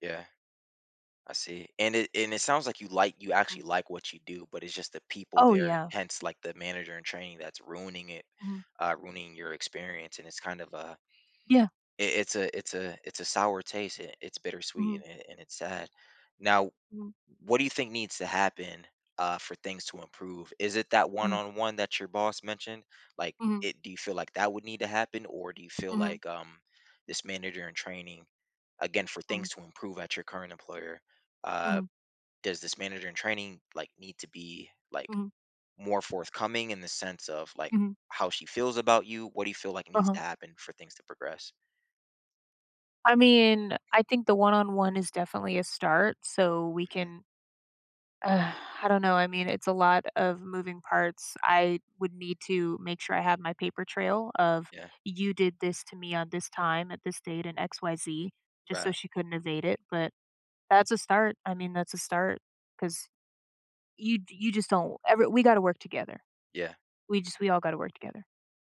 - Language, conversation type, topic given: English, advice, How can I cope with workplace bullying?
- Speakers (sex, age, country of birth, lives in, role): female, 30-34, United States, United States, user; male, 30-34, United States, United States, advisor
- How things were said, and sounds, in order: exhale